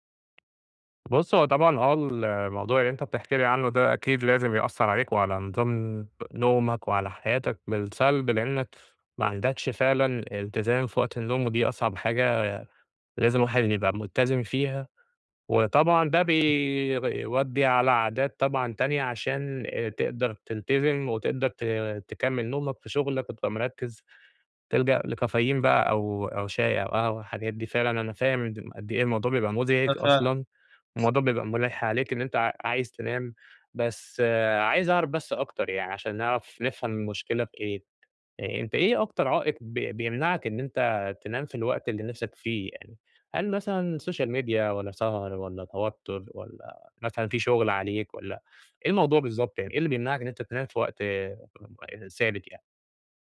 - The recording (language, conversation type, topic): Arabic, advice, صعوبة الالتزام بوقت نوم ثابت
- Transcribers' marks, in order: tapping; other background noise; in English: "سوشيال ميديا"